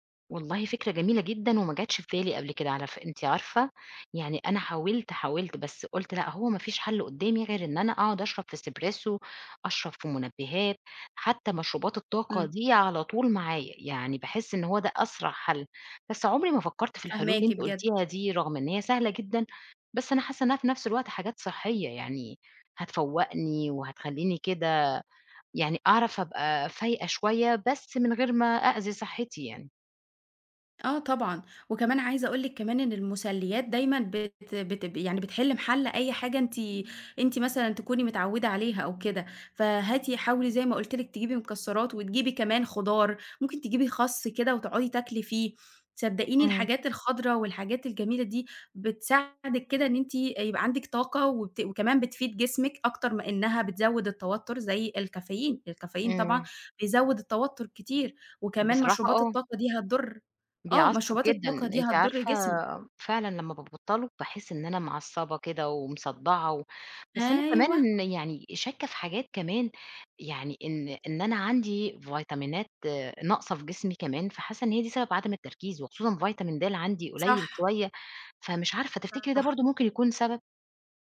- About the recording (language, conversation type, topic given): Arabic, advice, إزاي بتعتمد على الكافيين أو المنبّهات عشان تفضل صاحي ومركّز طول النهار؟
- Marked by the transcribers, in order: in Italian: "Espresso"; in English: "فيتامينات"